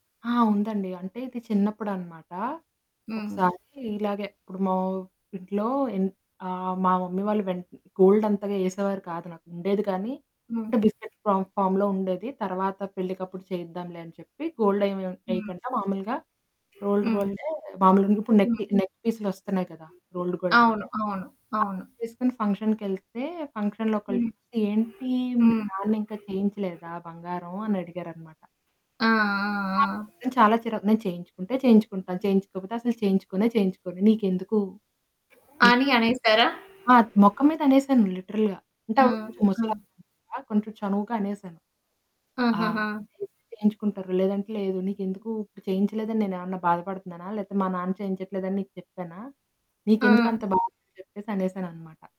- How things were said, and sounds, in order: in English: "మమ్మీ"; in English: "గోల్డ్"; in English: "బిస్కెట్ ఫామ్‌లో"; in English: "గోల్డ్"; in English: "రోల్డ్"; static; other background noise; in English: "రోల్డ్ గోల్డ్‌వి"; in English: "ఫంక్షన్‌కెళ్తే, ఫంక్షన్‌లో"; unintelligible speech; in English: "లిటరల్‌గా"
- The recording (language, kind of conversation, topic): Telugu, podcast, కుటుంబ సభ్యులకు మీ సరిహద్దులను గౌరవంగా, స్పష్టంగా ఎలా చెప్పగలరు?